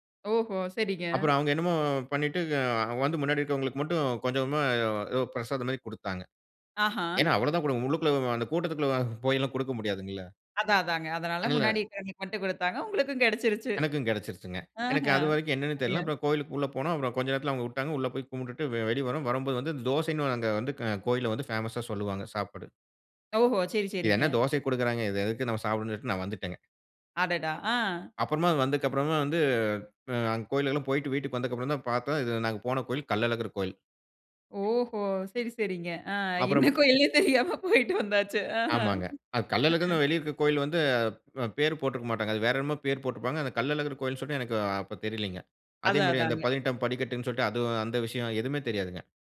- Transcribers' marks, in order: unintelligible speech; other background noise; other noise; laughing while speaking: "என்ன கோயில்னே தெரியாம போயிட்டு வந்தாச்சு. ஆஹ"
- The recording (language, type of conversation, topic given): Tamil, podcast, சுற்றுலாவின் போது வழி தவறி அலைந்த ஒரு சம்பவத்தைப் பகிர முடியுமா?